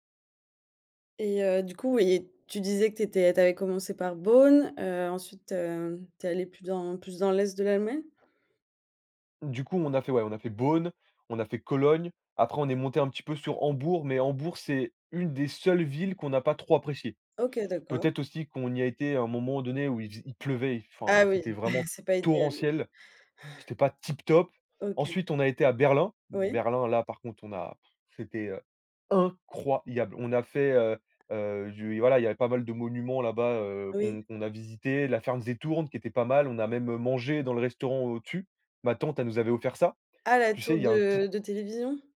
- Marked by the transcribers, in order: chuckle; stressed: "incroyable"
- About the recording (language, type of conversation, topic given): French, podcast, Quelle expérience de voyage t’a le plus changé ?